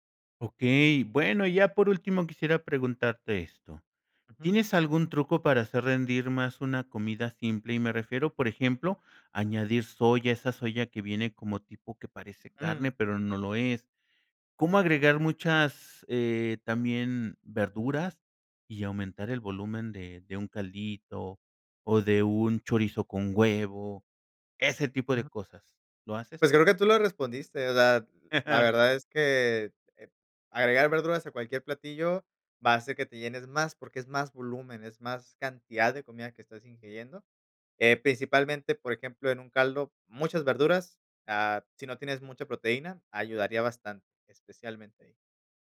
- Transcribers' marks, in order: chuckle
- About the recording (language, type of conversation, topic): Spanish, podcast, ¿Cómo cocinas cuando tienes poco tiempo y poco dinero?